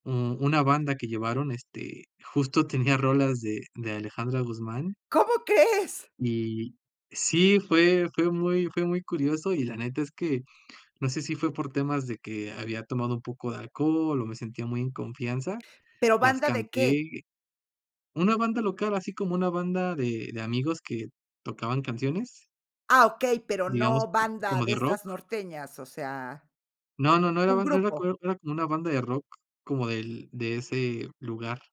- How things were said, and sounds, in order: chuckle
- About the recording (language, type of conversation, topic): Spanish, podcast, ¿Cómo influye la música de tu familia en tus gustos?